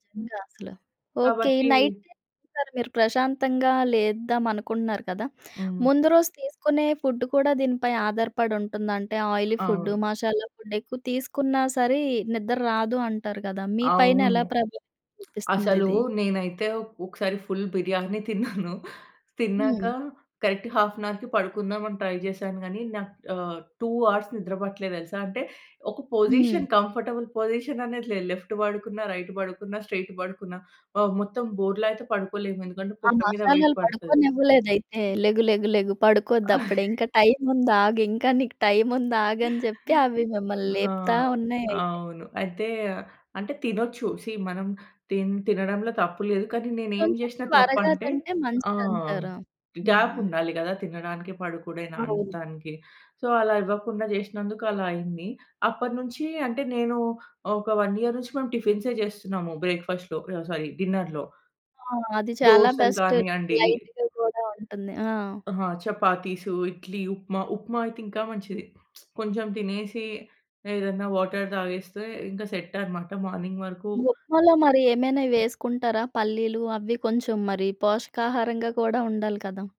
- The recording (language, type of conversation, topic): Telugu, podcast, సమయానికి లేవడానికి మీరు పాటించే చిట్కాలు ఏమిటి?
- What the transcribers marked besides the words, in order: in English: "నైట్ టైమ్"; teeth sucking; in English: "ఆయిలీ"; in English: "ఫుడ్"; tapping; in English: "ఫుల్"; giggle; in English: "కరెక్ట్ హాఫ్ అన్ హౌర్‌కి"; in English: "ట్రై"; in English: "టు హౌర్స్"; in English: "పొజిషన్ కంఫర్టబుల్ పొజిషన్"; in English: "లెఫ్ట్"; in English: "రైట్"; in English: "స్ట్రెయిట్"; in English: "వెయిట్"; chuckle; chuckle; in English: "సీ"; in English: "గ్యాప్"; in English: "సో"; in English: "వన్ ఇయర్"; in English: "బ్రేక్ఫాస్ట్‌లో"; in English: "సారీ డిన్నర్‌లో"; in English: "బెస్ట్. లైట్‌గా"; lip smack; in English: "వాటర్"; in English: "సెట్"; in English: "మార్నింగ్"